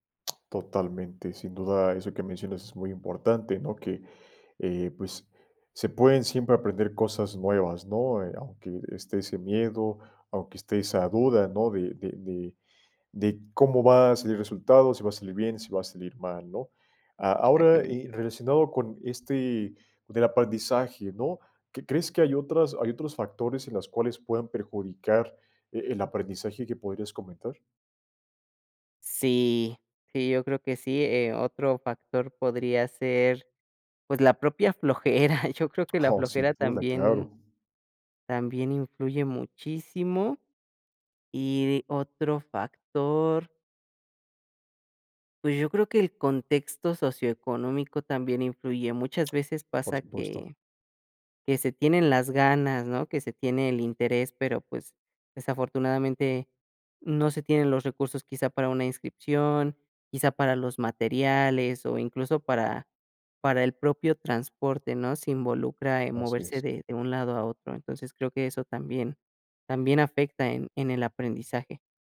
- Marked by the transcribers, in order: laughing while speaking: "flojera"
- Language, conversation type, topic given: Spanish, podcast, ¿Cómo influye el miedo a fallar en el aprendizaje?